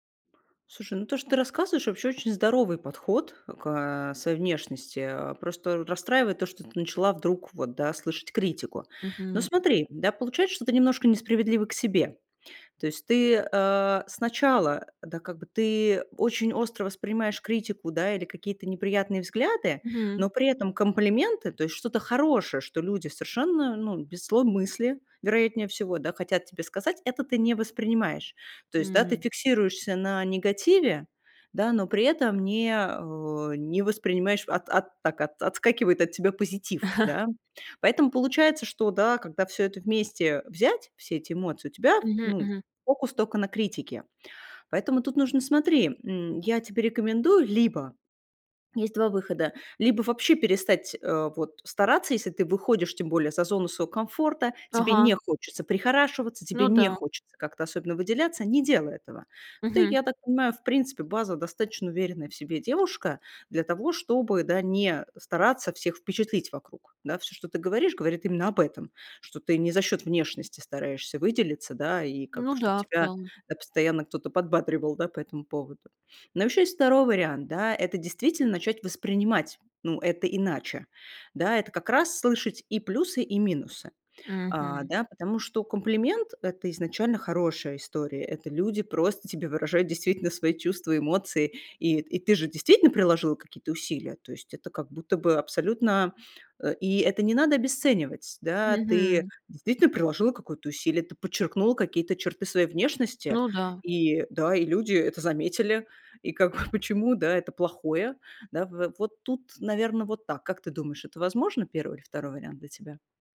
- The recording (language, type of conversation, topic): Russian, advice, Как низкая самооценка из-за внешности влияет на вашу жизнь?
- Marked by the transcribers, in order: chuckle; "базово" said as "базва"; chuckle